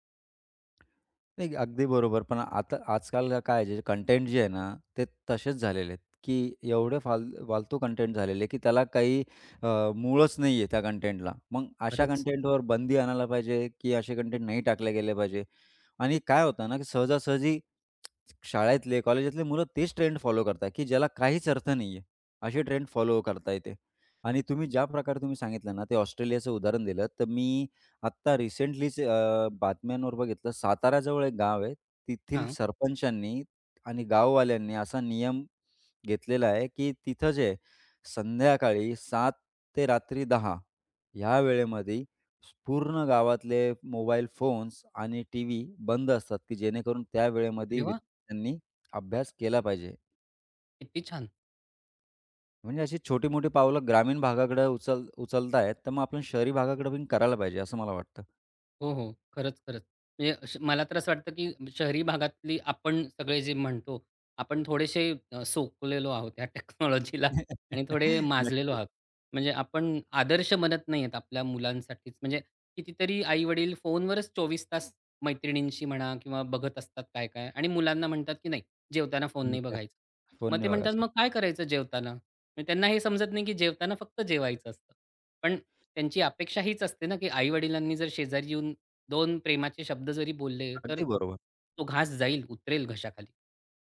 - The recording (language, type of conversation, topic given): Marathi, podcast, मुलांसाठी स्क्रीनसमोरचा वेळ मर्यादित ठेवण्यासाठी तुम्ही कोणते नियम ठरवता आणि कोणत्या सोप्या टिप्स उपयोगी पडतात?
- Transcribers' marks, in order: other background noise; lip smack; laughing while speaking: "टेक्नॉलॉजीला"; in English: "टेक्नॉलॉजीला"; chuckle; unintelligible speech